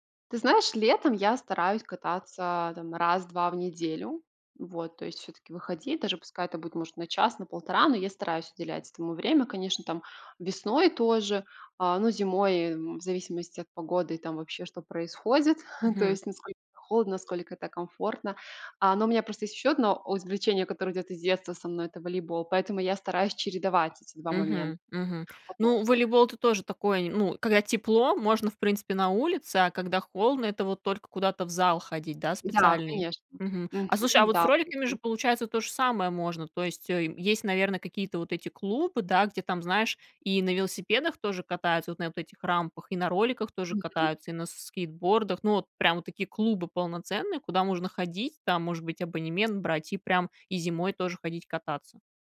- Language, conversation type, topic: Russian, podcast, Что из ваших детских увлечений осталось с вами до сих пор?
- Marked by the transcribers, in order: chuckle